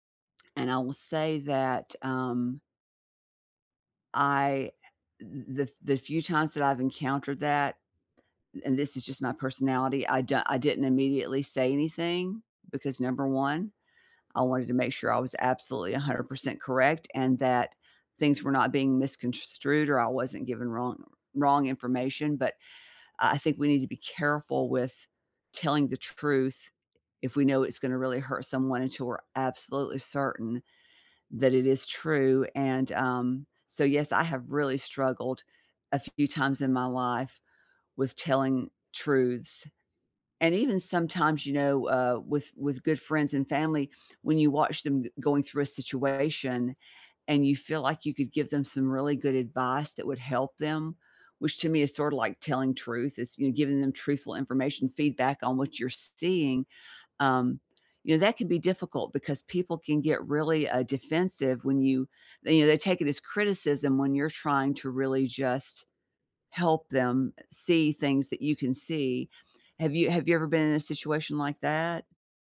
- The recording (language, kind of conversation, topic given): English, unstructured, How do you feel about telling the truth when it hurts someone?
- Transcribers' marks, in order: none